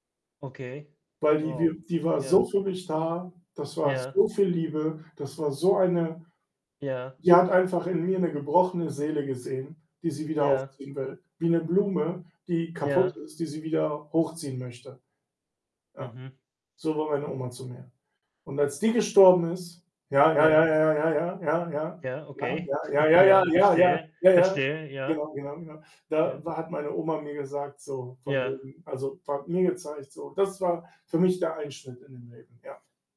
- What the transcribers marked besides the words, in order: mechanical hum; static; distorted speech; other background noise; chuckle
- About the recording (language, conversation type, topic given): German, unstructured, Wie hat ein Verlust in deinem Leben deine Sichtweise verändert?